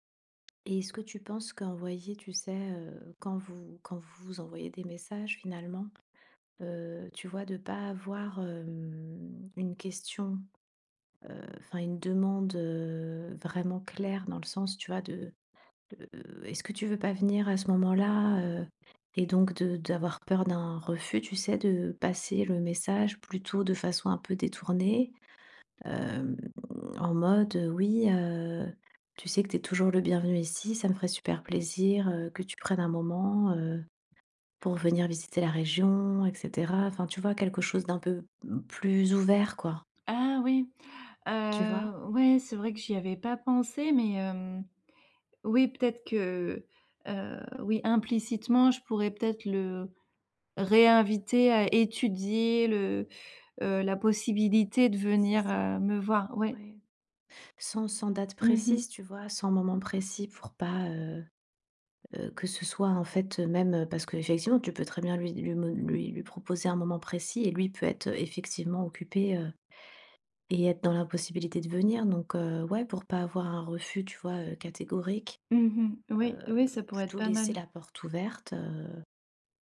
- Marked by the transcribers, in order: tapping
- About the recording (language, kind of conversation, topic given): French, advice, Comment gérer l’éloignement entre mon ami et moi ?